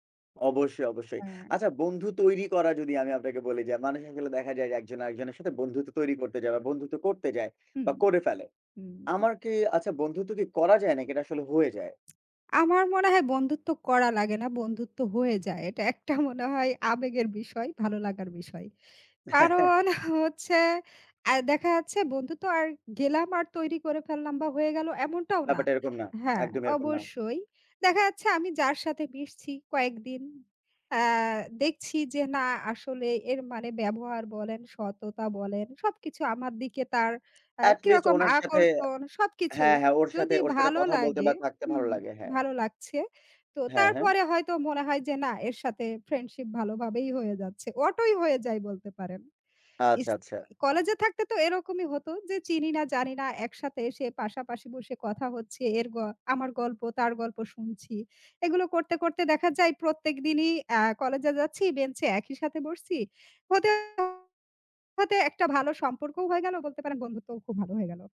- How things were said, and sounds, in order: lip smack; laughing while speaking: "একটা মনে হয়"; chuckle; "যাচ্ছে" said as "আচ্ছে"; lip smack; other background noise; in English: "at least"
- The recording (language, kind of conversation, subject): Bengali, unstructured, বন্ধুত্ব মানসিক স্বাস্থ্যে কী প্রভাব ফেলে?